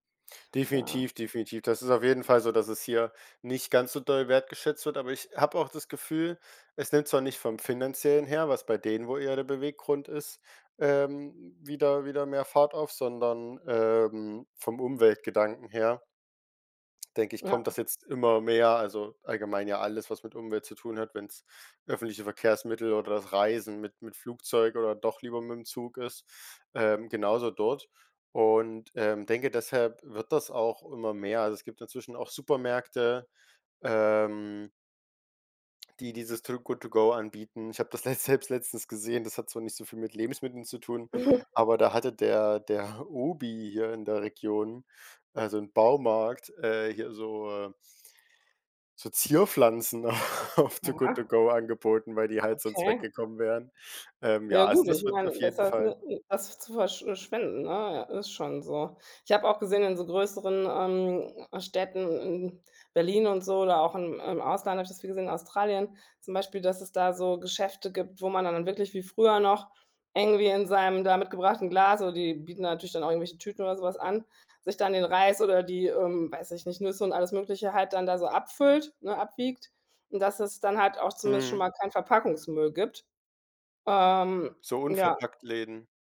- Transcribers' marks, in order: laughing while speaking: "letzt selbst letztens"; chuckle; chuckle; laughing while speaking: "auf"; surprised: "Oha"; other noise
- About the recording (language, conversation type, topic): German, podcast, Wie kann man Lebensmittelverschwendung sinnvoll reduzieren?